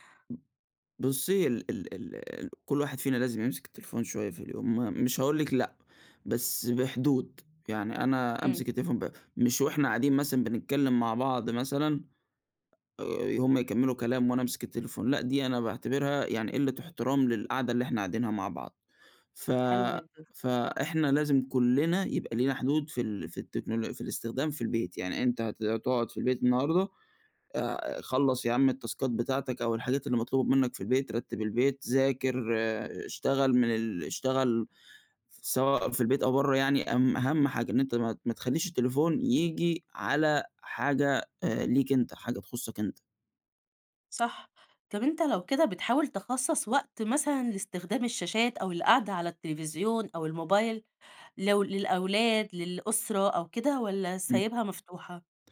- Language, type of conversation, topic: Arabic, podcast, إزاي بتحدد حدود لاستخدام التكنولوجيا مع أسرتك؟
- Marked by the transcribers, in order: other background noise; tapping; in English: "التاسكات"